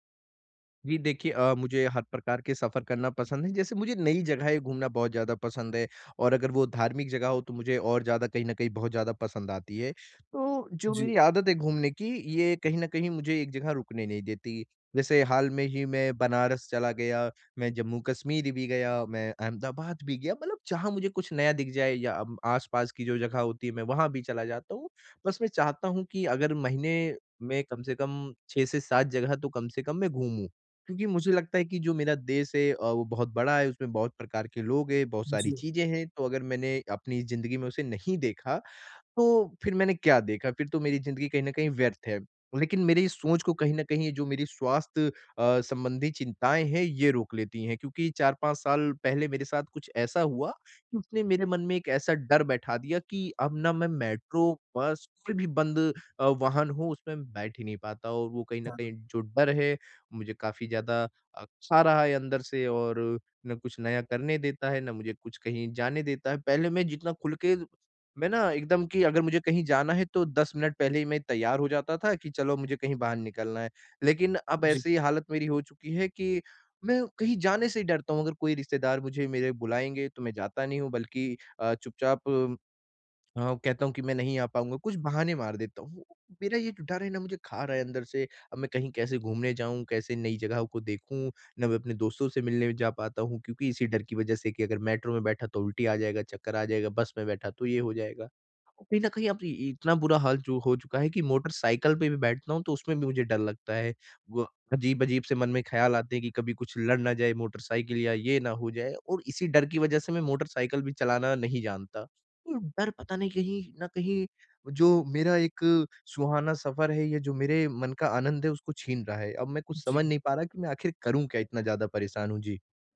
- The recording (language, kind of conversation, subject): Hindi, advice, यात्रा के दौरान मैं अपनी सुरक्षा और स्वास्थ्य कैसे सुनिश्चित करूँ?
- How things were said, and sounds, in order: none